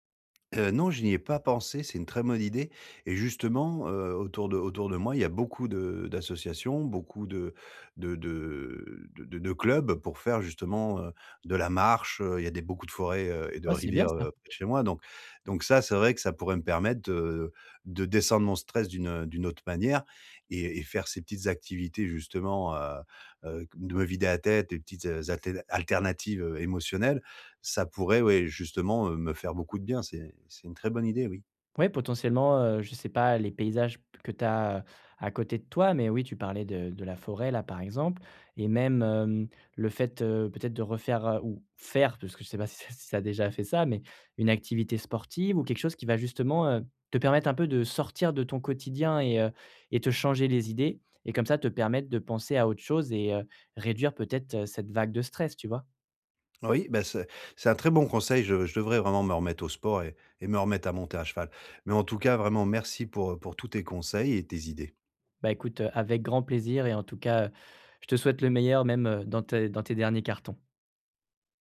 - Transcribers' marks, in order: stressed: "faire"
- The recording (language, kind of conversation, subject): French, advice, Comment arrêter de dépenser de façon impulsive quand je suis stressé ?